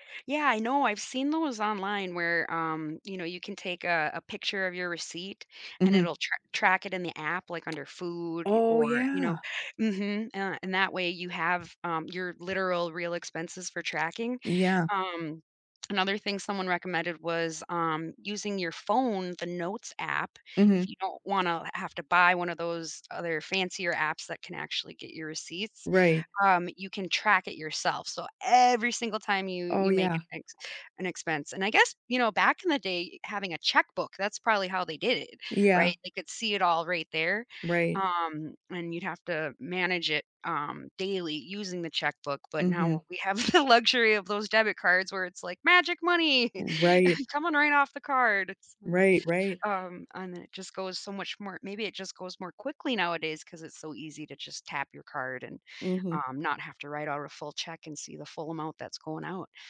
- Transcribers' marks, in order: tapping; stressed: "every"; other background noise; laughing while speaking: "the luxury"; put-on voice: "magic money"; chuckle
- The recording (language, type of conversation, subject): English, unstructured, How can I create the simplest budget?